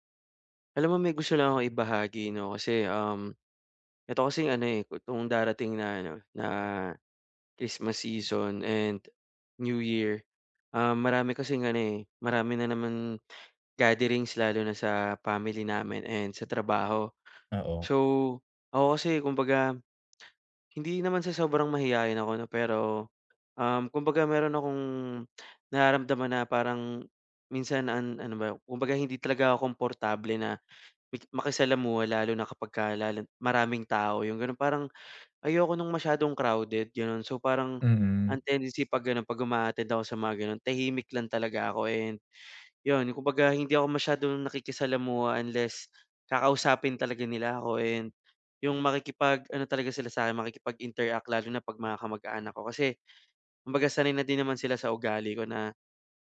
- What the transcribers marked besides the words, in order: none
- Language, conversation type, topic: Filipino, advice, Paano ako makikisalamuha sa mga handaan nang hindi masyadong naiilang o kinakabahan?